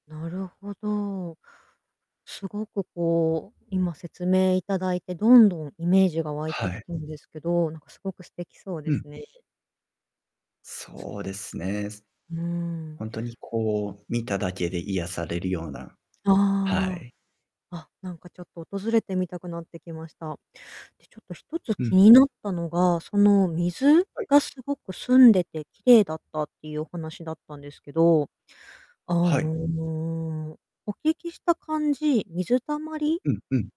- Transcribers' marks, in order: distorted speech
- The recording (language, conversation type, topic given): Japanese, podcast, あなたにとって忘れられない景色は、どんな感じでしたか？